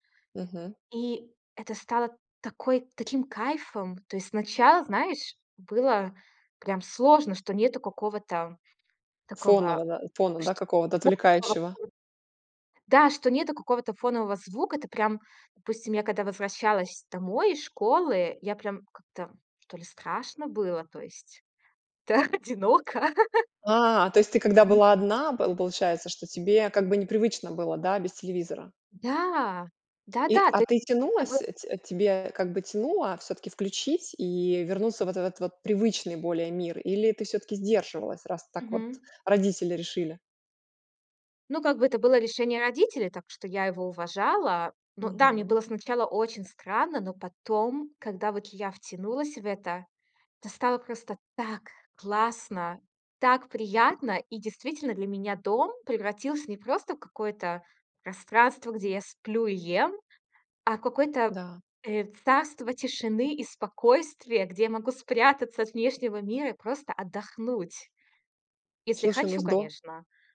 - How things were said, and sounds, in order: unintelligible speech; laughing while speaking: "да, одиноко"; other noise; joyful: "так классно, так приятно!"; tapping
- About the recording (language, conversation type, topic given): Russian, podcast, Что для тебя значит цифровой детокс и как его провести?